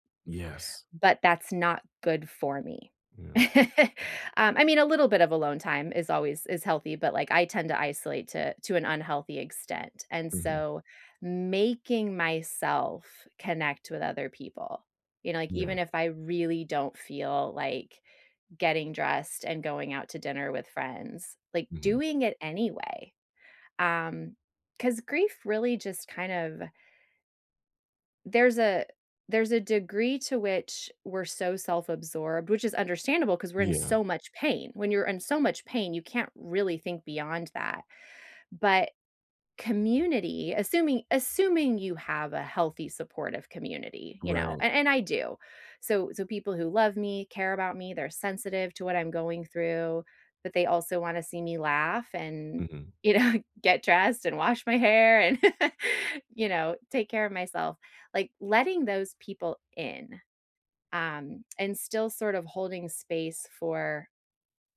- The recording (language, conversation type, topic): English, unstructured, What helps people cope with losing someone?
- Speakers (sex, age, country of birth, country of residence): female, 40-44, United States, United States; male, 40-44, United States, United States
- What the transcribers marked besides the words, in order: chuckle; laughing while speaking: "know"; laugh